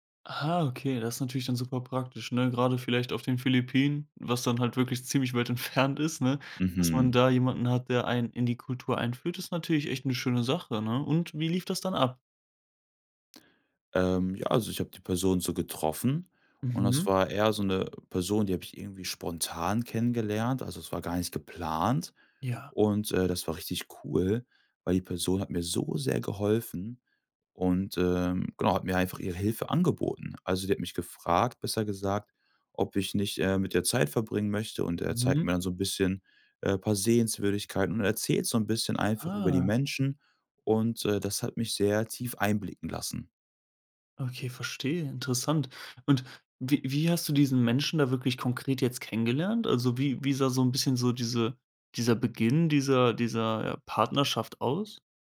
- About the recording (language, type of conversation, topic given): German, podcast, Erzählst du von einer Person, die dir eine Kultur nähergebracht hat?
- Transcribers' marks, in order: none